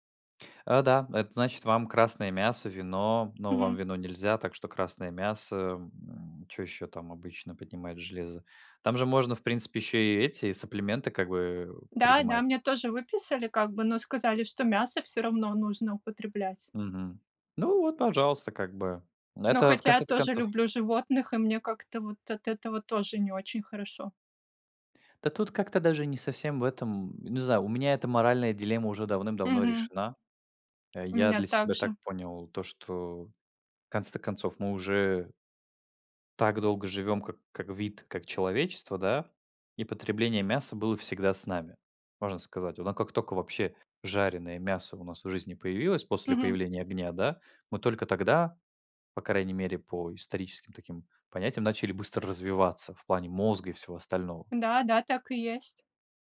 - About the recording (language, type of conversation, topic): Russian, unstructured, Как ты убеждаешь близких питаться более полезной пищей?
- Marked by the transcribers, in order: tapping